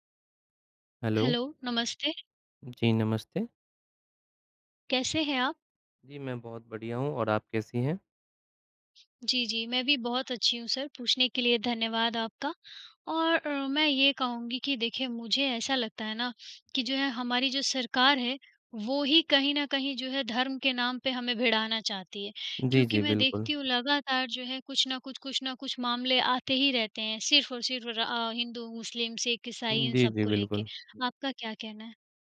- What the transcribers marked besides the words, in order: in English: "हेलो"; in English: "हेलो"; other background noise
- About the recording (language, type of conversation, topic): Hindi, unstructured, धर्म के नाम पर लोग क्यों लड़ते हैं?
- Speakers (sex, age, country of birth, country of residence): female, 40-44, India, India; male, 25-29, India, India